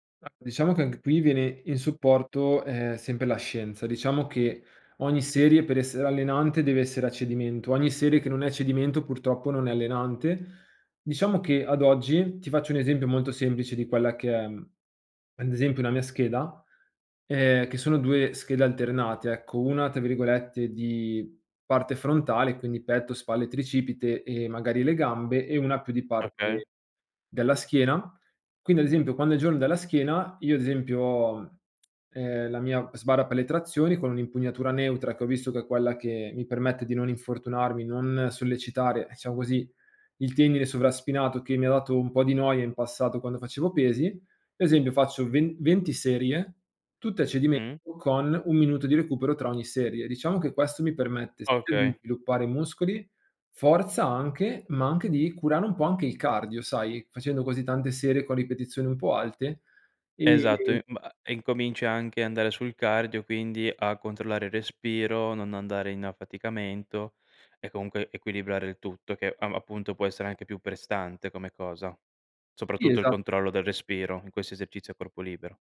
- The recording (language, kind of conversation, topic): Italian, podcast, Come creare una routine di recupero che funzioni davvero?
- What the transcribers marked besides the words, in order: "Esempio" said as "esembio"